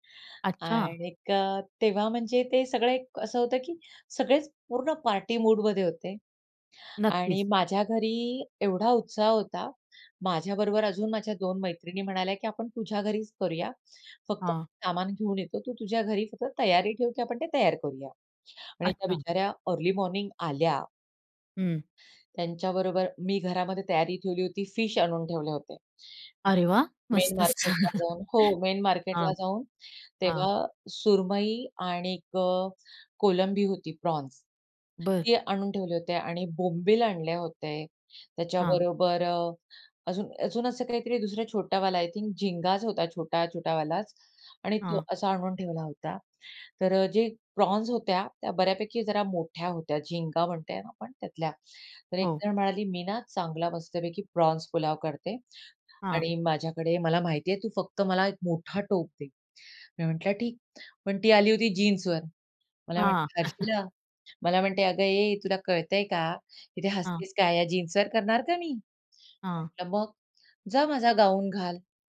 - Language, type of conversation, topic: Marathi, podcast, एकत्र जेवण किंवा पोटलकमध्ये घडलेला कोणता मजेशीर किस्सा तुम्हाला आठवतो?
- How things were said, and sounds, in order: in English: "अर्ली मॉर्निंग"; in English: "फिश"; unintelligible speech; in English: "मेन"; laughing while speaking: "छान"; in English: "मेन"; in English: "प्रॉन्स"; tapping; in English: "आय थिंक"; other background noise; in English: "प्रॉन्स"; in English: "प्रॉन्स"; chuckle; bird